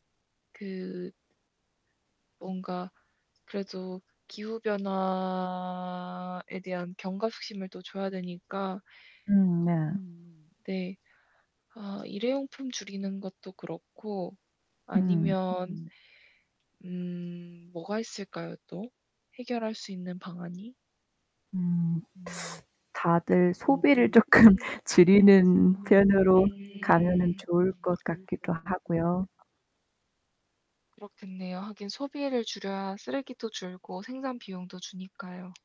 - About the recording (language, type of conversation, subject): Korean, unstructured, 기후 변화가 우리 삶에 어떤 영향을 미칠까요?
- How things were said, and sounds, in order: background speech; laughing while speaking: "쪼끔"